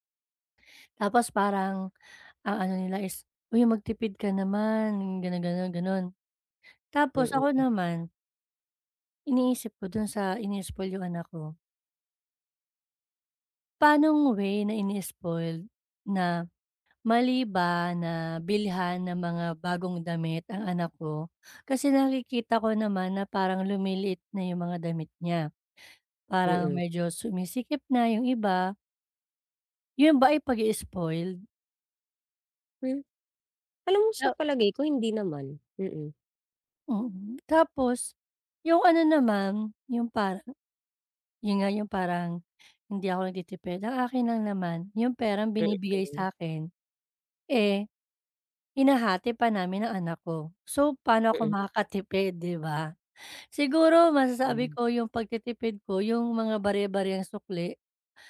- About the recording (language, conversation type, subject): Filipino, advice, Paano ko malalaman kung mas dapat akong magtiwala sa sarili ko o sumunod sa payo ng iba?
- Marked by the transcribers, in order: other background noise; tapping